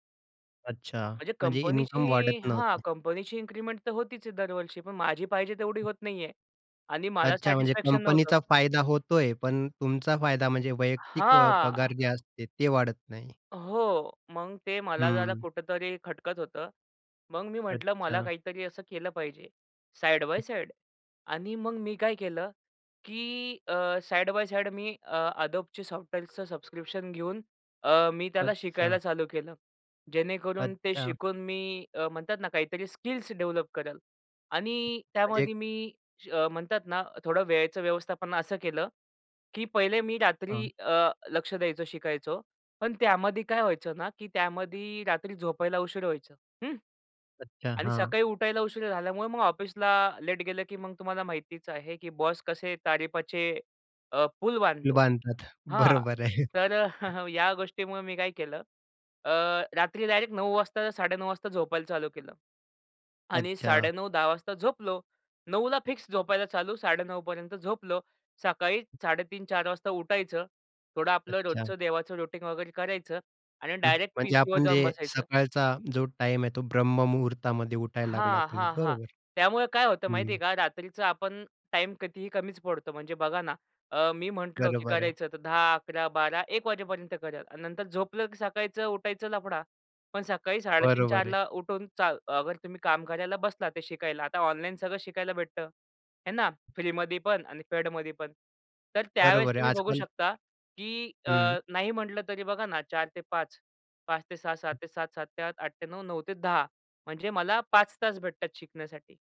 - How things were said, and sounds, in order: in English: "इन्क्रिमेंट"; other background noise; stressed: "हां"; in English: "साइड बाय साइड"; in English: "साइड बाय साइड"; in English: "डेव्हलप"; other noise; chuckle; laughing while speaking: "बरोबर आहे"; in English: "रुटीन"; tapping
- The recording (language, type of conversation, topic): Marathi, podcast, आजीवन शिक्षणात वेळेचं नियोजन कसं करतोस?